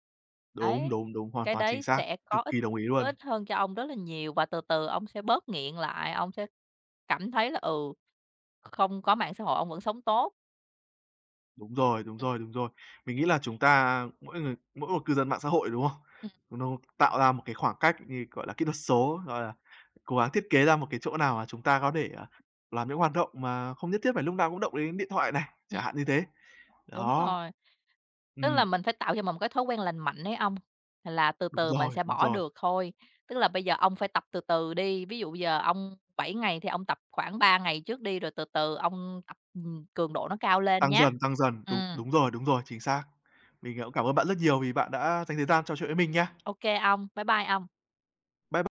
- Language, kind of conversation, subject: Vietnamese, unstructured, Việc sử dụng mạng xã hội quá nhiều ảnh hưởng đến sức khỏe tinh thần của bạn như thế nào?
- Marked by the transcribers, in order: other background noise; tapping